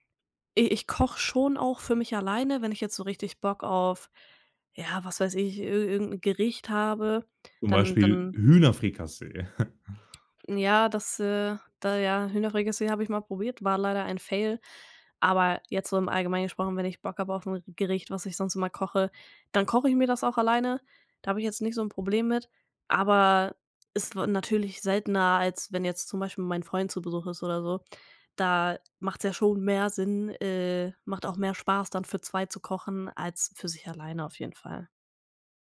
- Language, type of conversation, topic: German, podcast, Erzähl mal: Welches Gericht spendet dir Trost?
- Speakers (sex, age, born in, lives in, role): female, 20-24, Germany, Germany, guest; male, 18-19, Germany, Germany, host
- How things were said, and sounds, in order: chuckle; other background noise